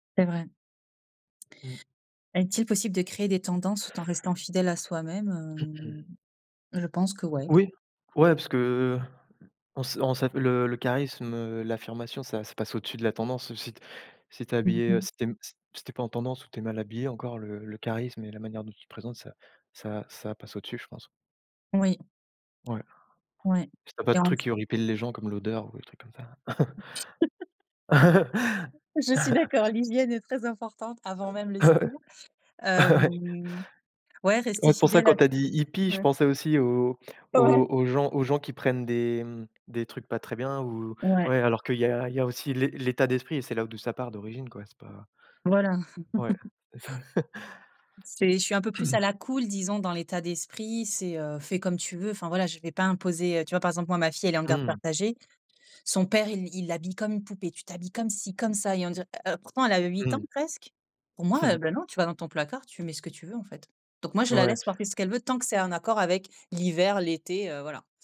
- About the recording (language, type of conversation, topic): French, unstructured, Choisiriez-vous plutôt de suivre les tendances ou d’en créer de nouvelles ?
- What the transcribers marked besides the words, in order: throat clearing; tapping; chuckle; laugh; chuckle; chuckle; laughing while speaking: "Ouais"; laugh; chuckle; throat clearing; chuckle